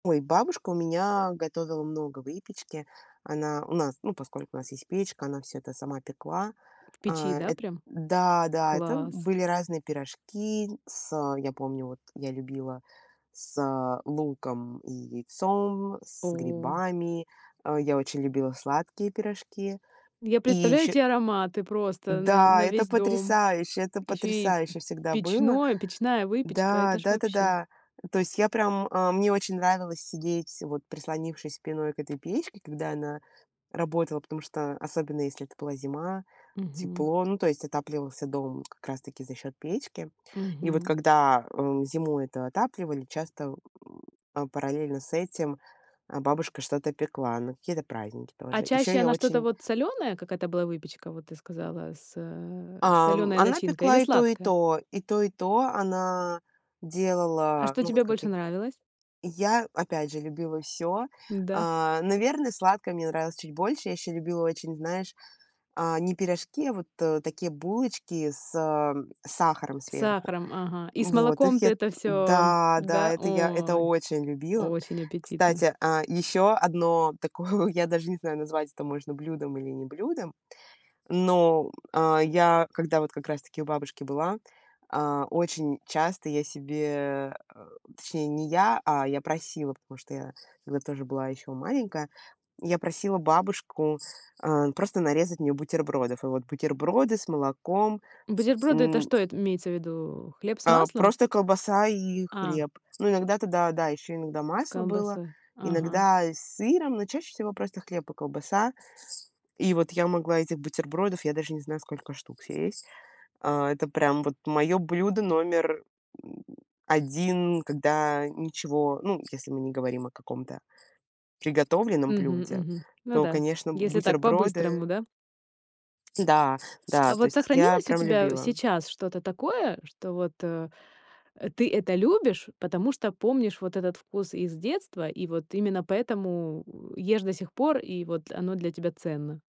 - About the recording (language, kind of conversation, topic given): Russian, podcast, Какой вкус у тебя ассоциируется с детством?
- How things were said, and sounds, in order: tapping; grunt; laughing while speaking: "такое"; other background noise; grunt